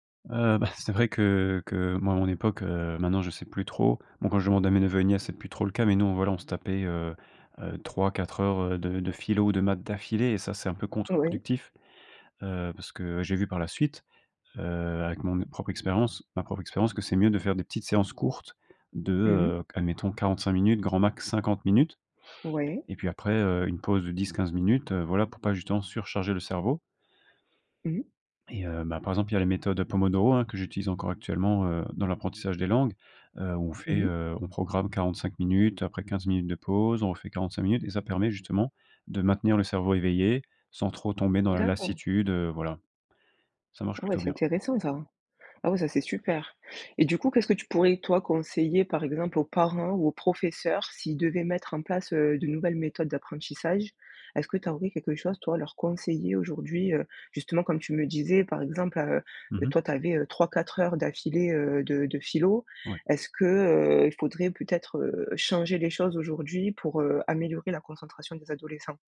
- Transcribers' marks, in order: none
- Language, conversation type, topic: French, podcast, Quel conseil donnerais-tu à un ado qui veut mieux apprendre ?